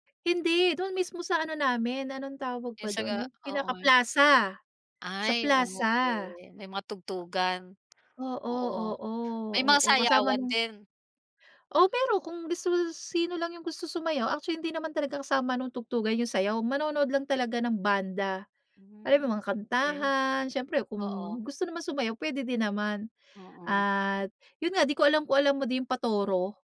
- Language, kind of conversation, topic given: Filipino, podcast, Ano ang kahalagahan ng pistahan o salu-salo sa inyong bayan?
- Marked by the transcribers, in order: tapping